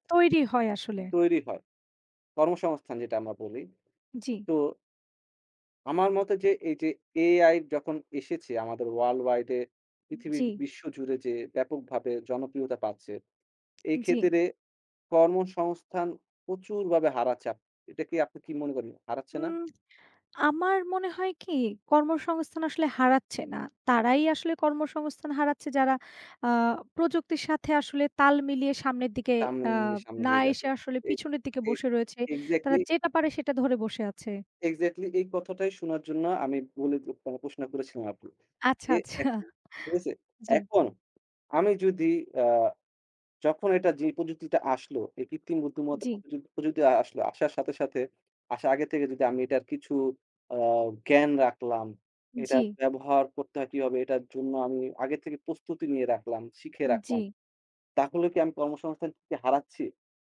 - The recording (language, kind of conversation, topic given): Bengali, unstructured, আপনি কীভাবে নিজের কাজের দক্ষতা বাড়াতে পারেন?
- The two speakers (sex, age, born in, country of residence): female, 25-29, Bangladesh, Bangladesh; male, 20-24, Bangladesh, Bangladesh
- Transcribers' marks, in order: tapping; in English: "ওয়ার্ল্ড ওয়াইড"; lip smack; "মূলত" said as "বলিত"; laughing while speaking: "আচ্ছা"